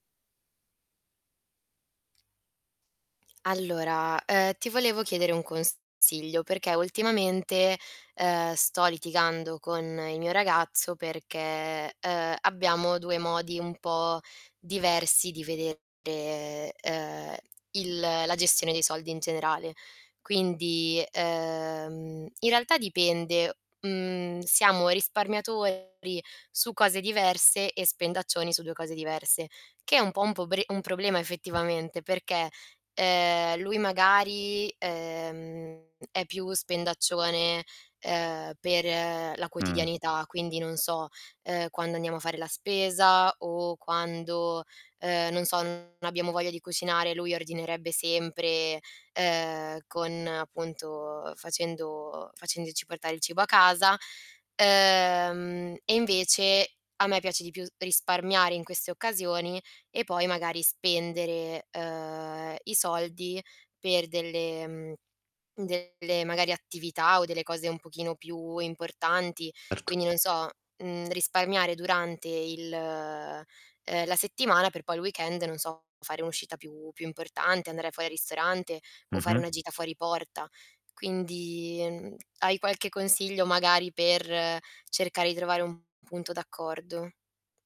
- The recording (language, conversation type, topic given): Italian, advice, Come posso gestire un conflitto con il partner su come spendere e risparmiare denaro?
- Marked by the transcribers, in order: distorted speech; drawn out: "perché"; tapping; drawn out: "uhm"; drawn out: "uhm"; "quotidianità" said as "quotidineità"; other background noise; drawn out: "facendo"; drawn out: "Uhm"; drawn out: "uhm"; drawn out: "il"; in English: "weekend"